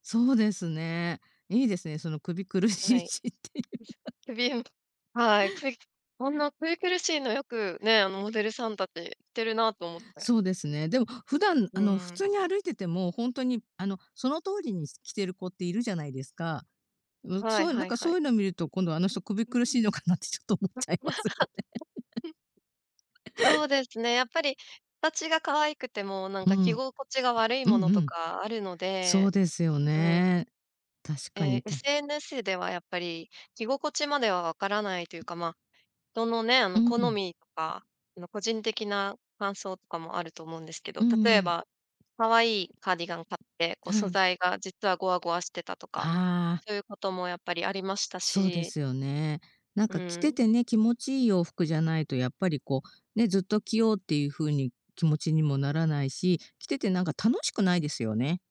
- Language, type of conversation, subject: Japanese, podcast, SNSは服選びにどのくらい影響しますか？
- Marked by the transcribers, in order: laughing while speaking: "苦しいしっていう"; tapping; other background noise; chuckle; laughing while speaking: "苦しいのかなってちょっと思っちゃいますよね"; laugh